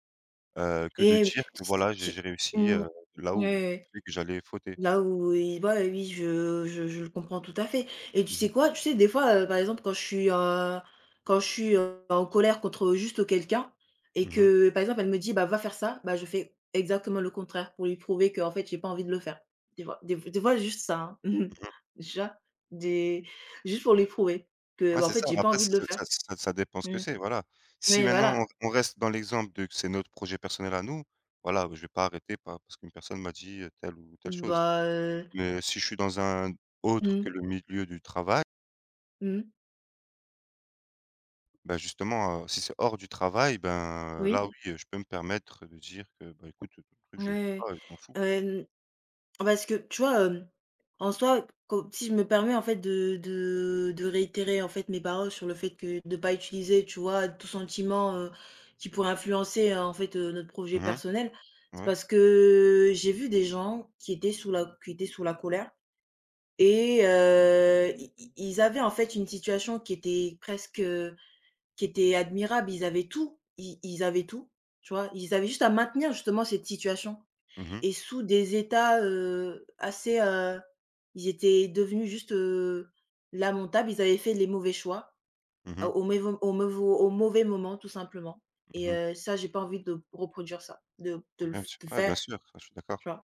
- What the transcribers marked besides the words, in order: chuckle; tapping; stressed: "tout"
- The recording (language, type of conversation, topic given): French, unstructured, Penses-tu que la colère peut aider à atteindre un but ?